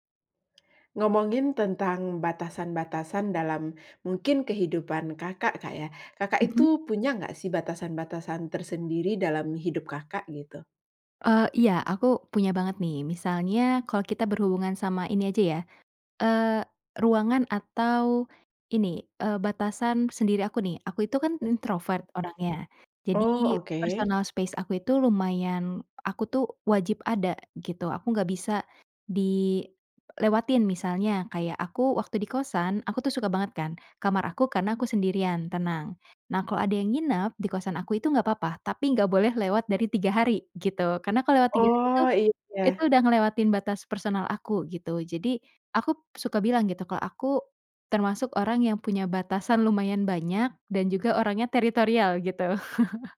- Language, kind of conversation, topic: Indonesian, podcast, Bagaimana menyampaikan batasan tanpa terdengar kasar atau dingin?
- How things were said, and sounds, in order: other background noise; in English: "space"; "aku" said as "akup"; chuckle